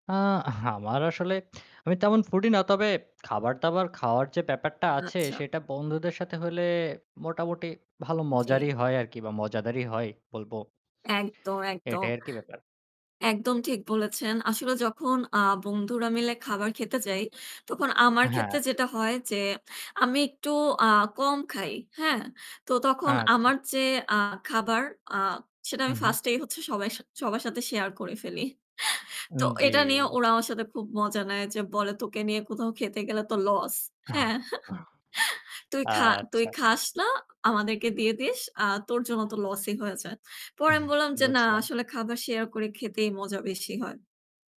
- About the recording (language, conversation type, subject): Bengali, unstructured, বন্ধুদের সঙ্গে খাওয়ার সময় কোন খাবার খেতে সবচেয়ে বেশি মজা লাগে?
- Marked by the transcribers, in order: lip smack; static; chuckle; chuckle; other background noise